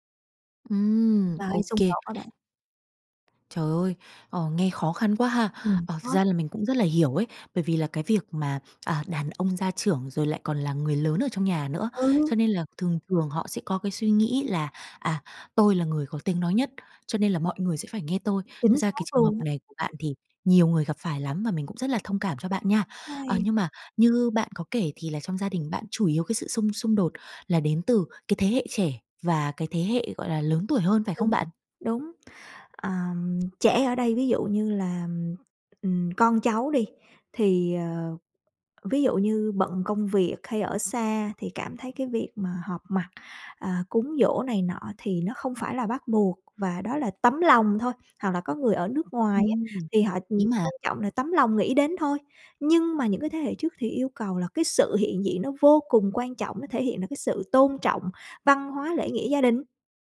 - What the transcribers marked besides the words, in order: other background noise; tapping
- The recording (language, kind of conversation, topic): Vietnamese, advice, Xung đột gia đình khiến bạn căng thẳng kéo dài như thế nào?